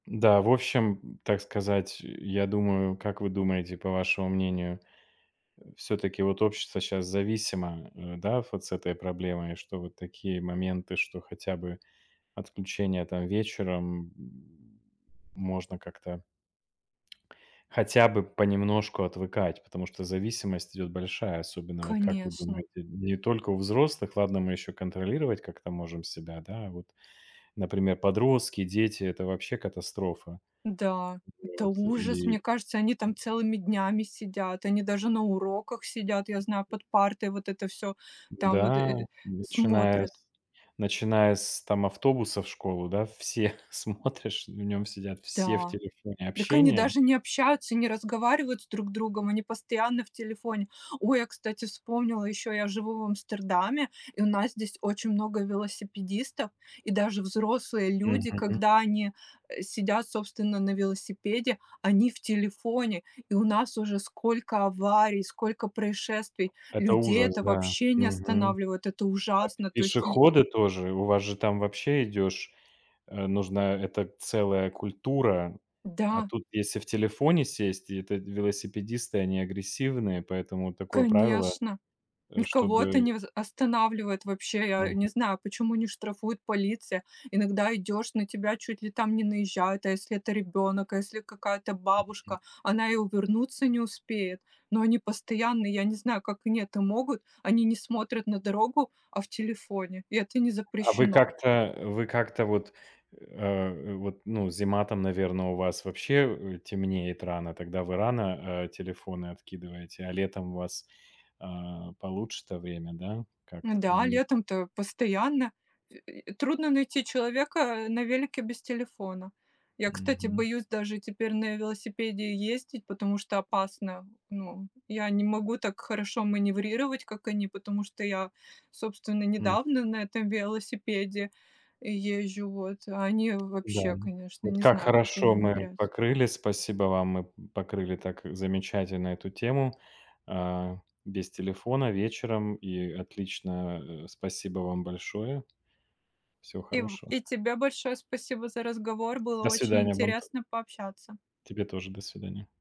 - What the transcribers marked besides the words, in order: tapping; other background noise; laughing while speaking: "все смотришь"
- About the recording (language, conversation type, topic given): Russian, podcast, Есть ли у вас дома правило «без телефонов» вечером?